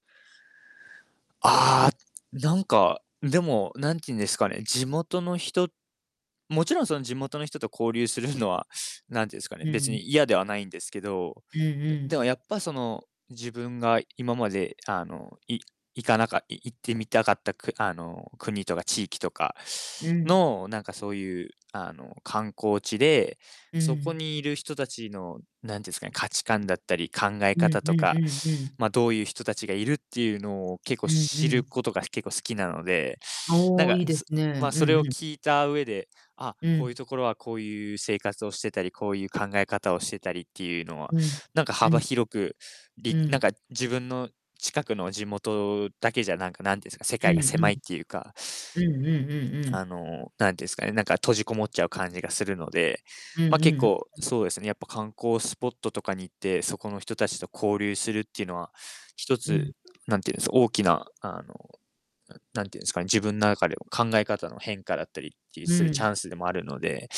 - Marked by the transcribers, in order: distorted speech
- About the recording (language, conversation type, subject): Japanese, unstructured, 旅行に行くとき、いちばん楽しみにしていることは何ですか？